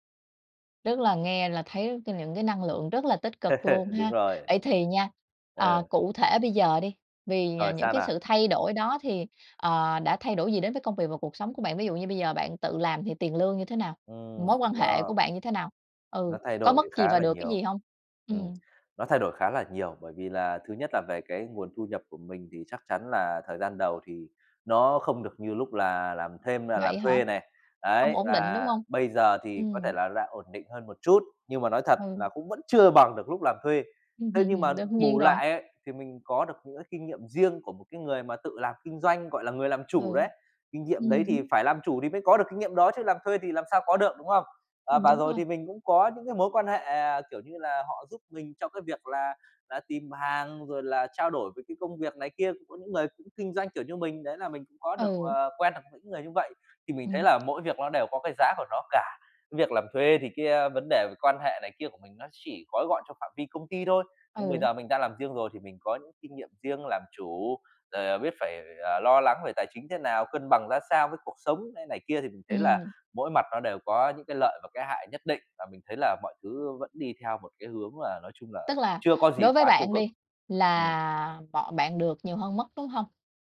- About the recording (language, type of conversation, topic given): Vietnamese, podcast, Bạn có thể kể về một khoảnh khắc đã thay đổi sự nghiệp của mình không?
- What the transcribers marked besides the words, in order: laugh; tapping; other background noise; unintelligible speech; laugh